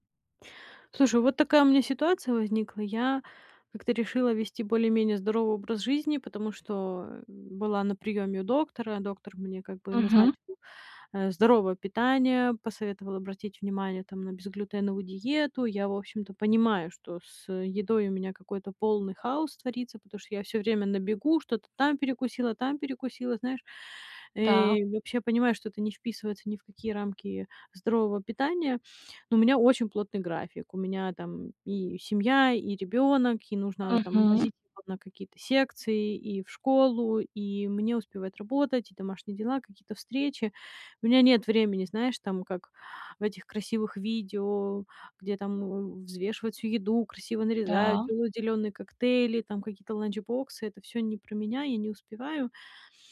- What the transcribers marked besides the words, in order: other background noise; in English: "ланч-боксы"
- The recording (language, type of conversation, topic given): Russian, advice, Как наладить здоровое питание при плотном рабочем графике?